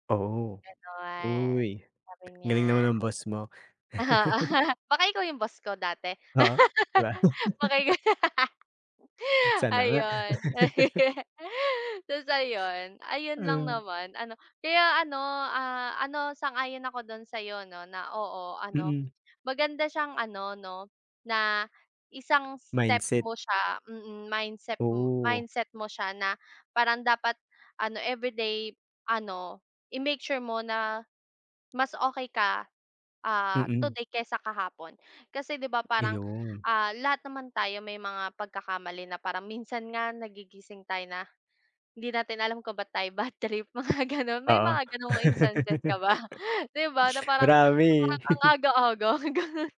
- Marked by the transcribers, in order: other background noise; put-on voice: "Ganun, sabi niya"; tapping; laughing while speaking: "oo"; chuckle; laugh; laughing while speaking: "Baka ikaw?"; laugh; laughing while speaking: "badtrip mga ganun may mga ganong instances ka ba?"; laugh; laugh; chuckle
- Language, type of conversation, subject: Filipino, unstructured, Paano mo balak makamit ang mga pangarap mo?